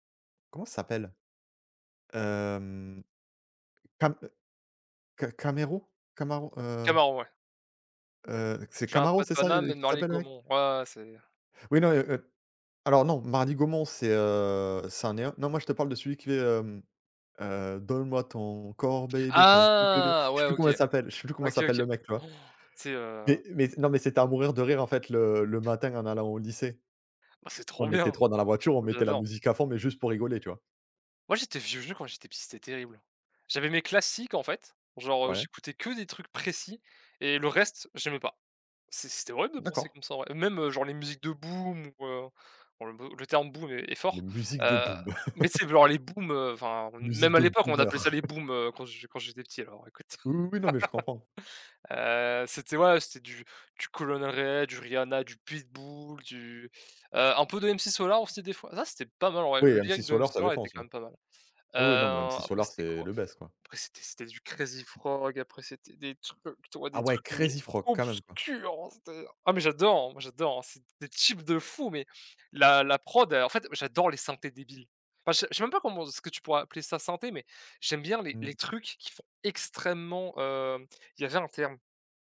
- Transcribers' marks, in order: singing: "Donne-moi ton corps baby, ton cou bébé"; other background noise; chuckle; chuckle; chuckle; stressed: "Pitbull"; stressed: "obscurs"; stressed: "tubes"
- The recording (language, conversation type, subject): French, unstructured, Comment la musique peut-elle changer ton humeur ?